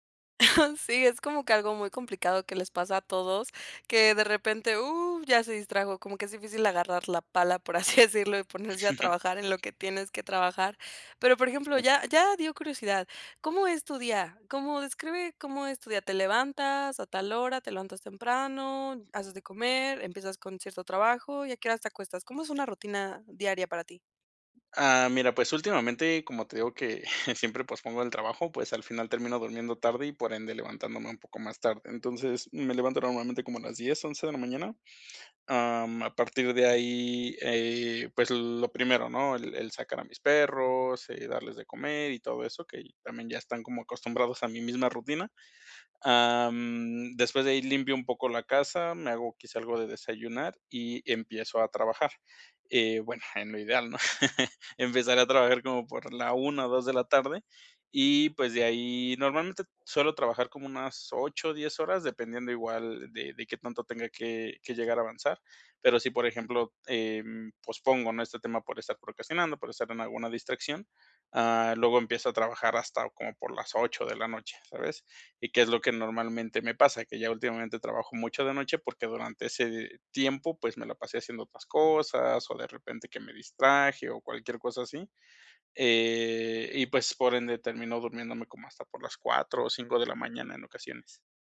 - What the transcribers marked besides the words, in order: laugh; chuckle; laugh; other background noise; laugh; chuckle
- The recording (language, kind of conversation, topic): Spanish, advice, ¿Cómo puedo reducir las distracciones para enfocarme en mis prioridades?